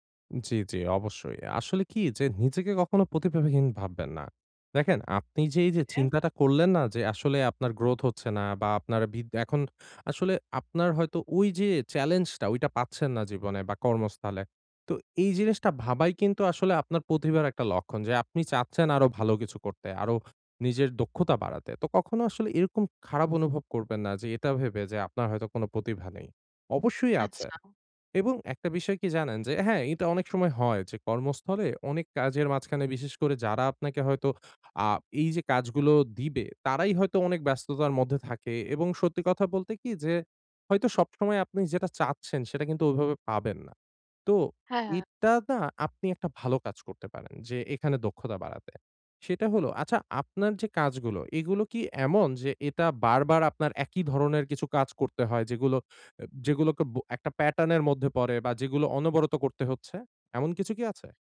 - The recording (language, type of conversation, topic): Bengali, advice, আমি কেন নিজেকে প্রতিভাহীন মনে করি, আর আমি কী করতে পারি?
- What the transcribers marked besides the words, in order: tapping